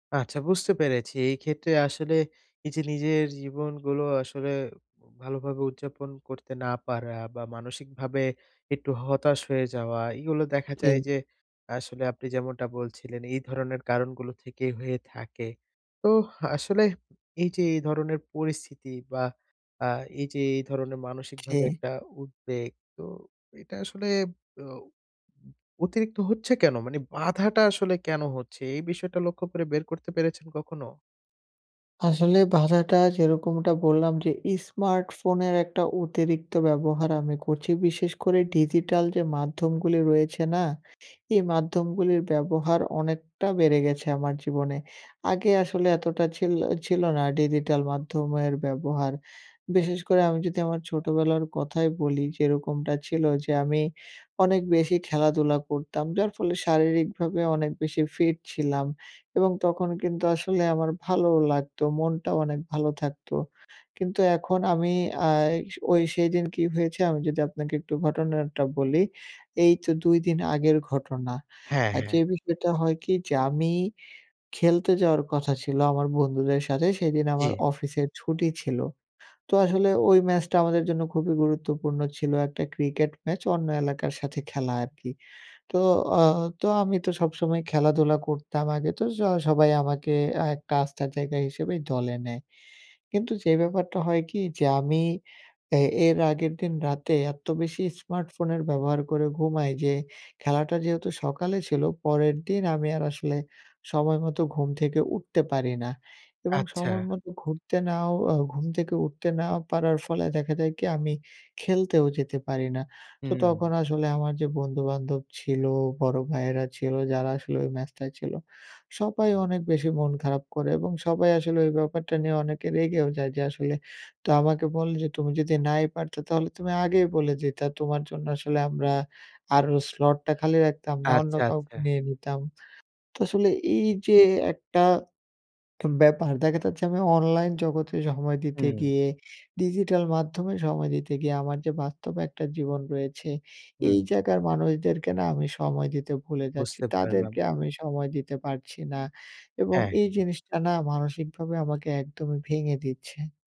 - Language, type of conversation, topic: Bengali, advice, ডিজিটাল জঞ্জাল কমাতে সাবস্ক্রিপশন ও অ্যাপগুলো কীভাবে সংগঠিত করব?
- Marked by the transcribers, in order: tapping; other background noise; "স্মার্টফোনের" said as "ঈস্মার্টফোনের"; in English: "slot"